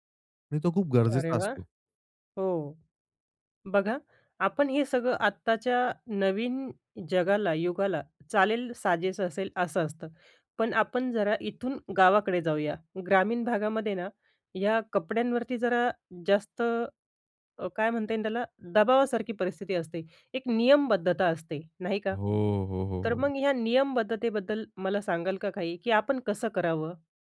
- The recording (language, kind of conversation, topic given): Marathi, podcast, आराम अधिक महत्त्वाचा की चांगलं दिसणं अधिक महत्त्वाचं, असं तुम्हाला काय वाटतं?
- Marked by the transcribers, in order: none